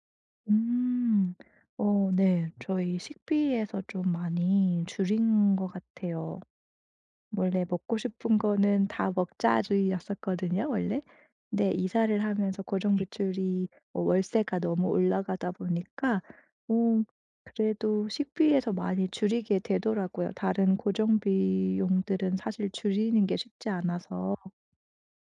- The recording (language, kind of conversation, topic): Korean, advice, 경제적 불안 때문에 잠이 안 올 때 어떻게 관리할 수 있을까요?
- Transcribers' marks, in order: "지출이" said as "비출이"